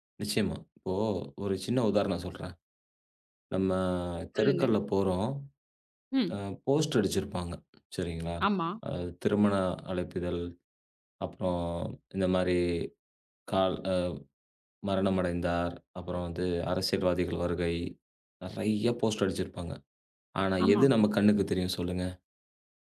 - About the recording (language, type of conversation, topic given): Tamil, podcast, இளைஞர்களை சமுதாயத்தில் ஈடுபடுத்த என்ன செய்யலாம்?
- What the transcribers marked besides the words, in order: in English: "போஸ்ட்"; drawn out: "நெறைய"; in English: "போஸ்ட்"